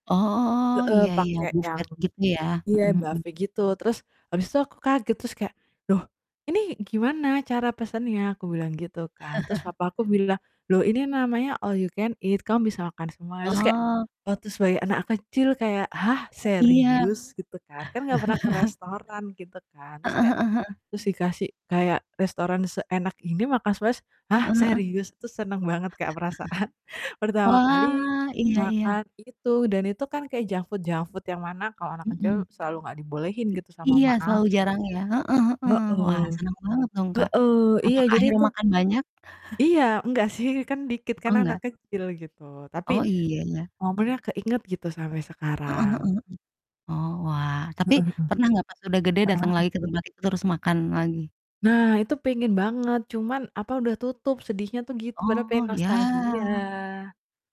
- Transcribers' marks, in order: in English: "Buffet"; in English: "buffet"; chuckle; in English: "all you can eat"; chuckle; chuckle; tapping; laughing while speaking: "perasaan"; in English: "junk food junk food"; other background noise; chuckle; laughing while speaking: "sih"; distorted speech
- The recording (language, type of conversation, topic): Indonesian, unstructured, Apa kenangan manis Anda saat berbuka puasa atau makan bersama keluarga?